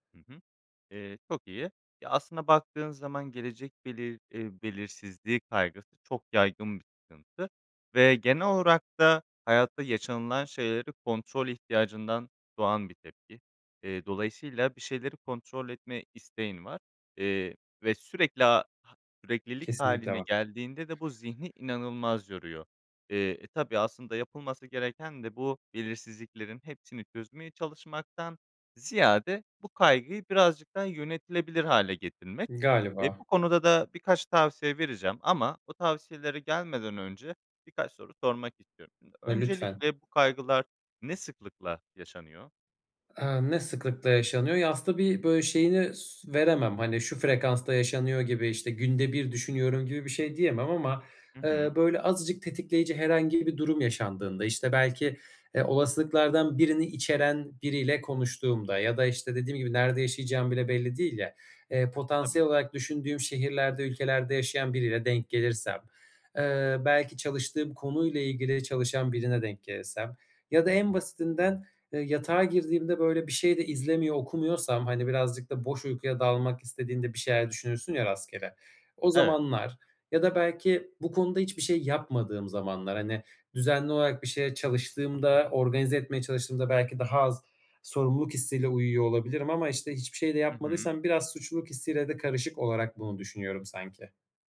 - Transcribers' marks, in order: other background noise; tapping
- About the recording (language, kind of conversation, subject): Turkish, advice, Gelecek belirsizliği yüzünden sürekli kaygı hissettiğimde ne yapabilirim?